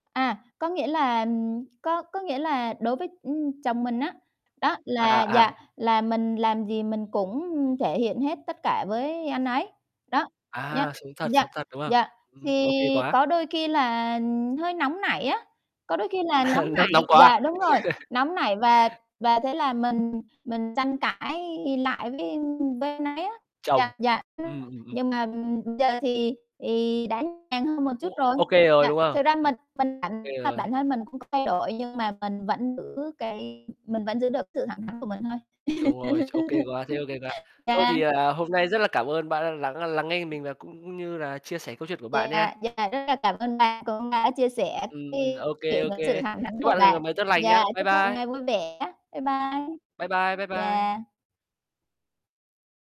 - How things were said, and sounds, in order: tapping; chuckle; distorted speech; chuckle; other background noise
- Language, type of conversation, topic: Vietnamese, unstructured, Làm sao bạn có thể thuyết phục ai đó chấp nhận con người thật của bạn?
- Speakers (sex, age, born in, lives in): female, 30-34, Vietnam, Vietnam; male, 20-24, Vietnam, Vietnam